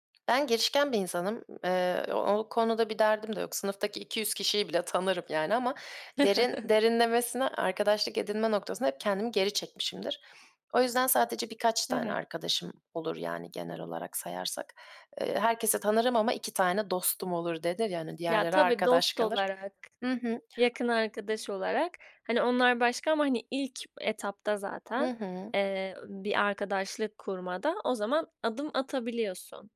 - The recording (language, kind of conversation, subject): Turkish, podcast, Topluluk içinde yalnızlığı azaltmanın yolları nelerdir?
- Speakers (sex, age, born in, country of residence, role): female, 20-24, United Arab Emirates, Germany, guest; female, 25-29, Turkey, Germany, host
- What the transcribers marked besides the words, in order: tapping; other background noise; chuckle